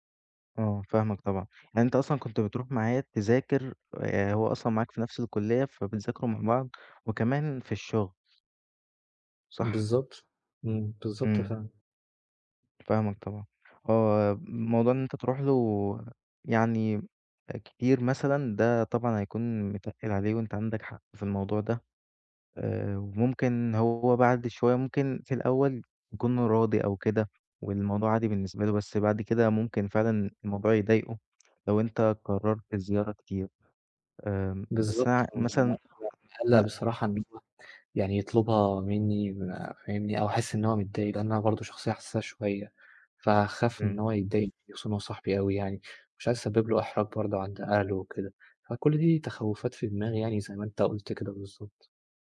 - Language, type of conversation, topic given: Arabic, advice, إزاي دوشة البيت والمقاطعات بتعطّلك عن التركيز وتخليك مش قادر تدخل في حالة تركيز تام؟
- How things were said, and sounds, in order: unintelligible speech